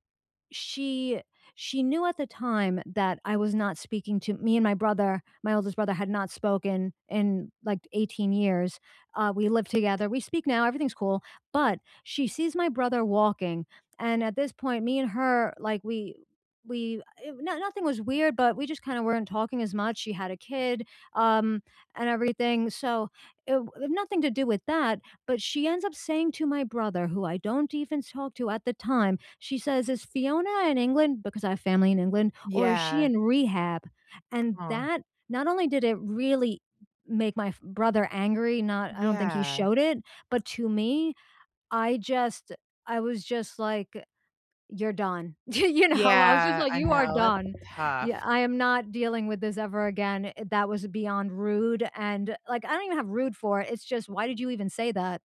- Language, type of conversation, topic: English, unstructured, Who was your best friend growing up, and what did you love doing together?
- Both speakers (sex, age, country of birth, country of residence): female, 40-44, United States, United States; female, 40-44, United States, United States
- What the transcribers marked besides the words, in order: other background noise; laughing while speaking: "You know?"